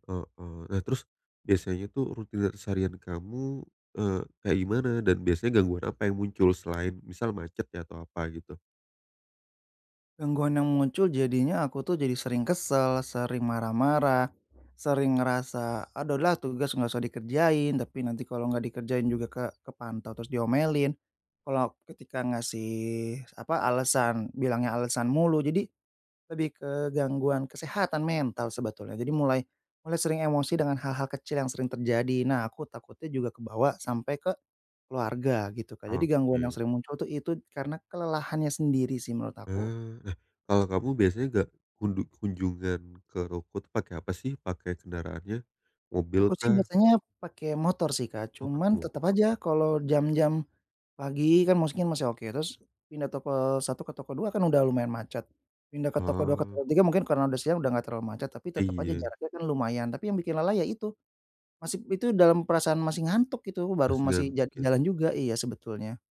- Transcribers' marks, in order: "rutinitas" said as "rutinas"; tapping
- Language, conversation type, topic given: Indonesian, advice, Mengapa kamu sering menunda tugas penting untuk mencapai tujuanmu?